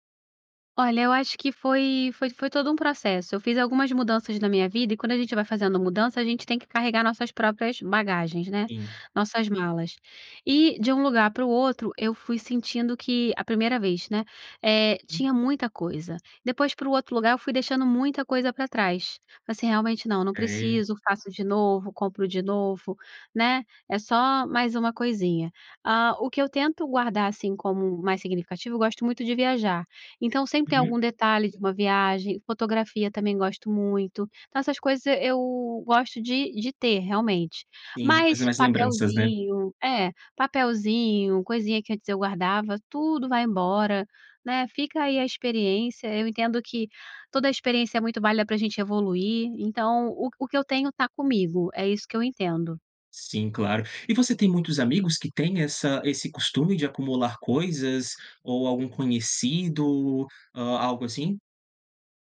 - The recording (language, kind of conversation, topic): Portuguese, podcast, Como você evita acumular coisas desnecessárias em casa?
- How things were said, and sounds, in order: none